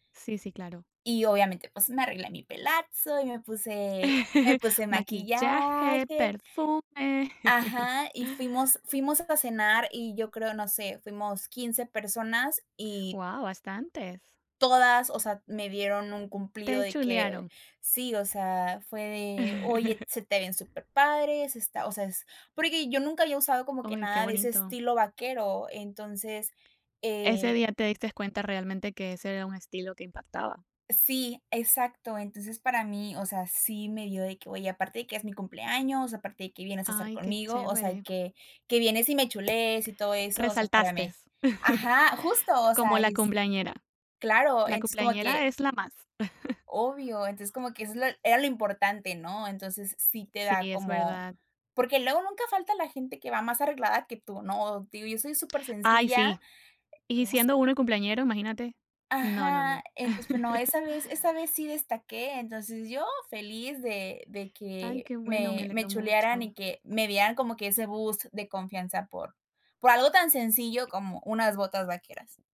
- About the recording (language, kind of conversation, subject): Spanish, podcast, ¿Qué importancia tiene la ropa en tu confianza diaria?
- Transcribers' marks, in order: chuckle; chuckle; chuckle; tapping; chuckle; chuckle; unintelligible speech; chuckle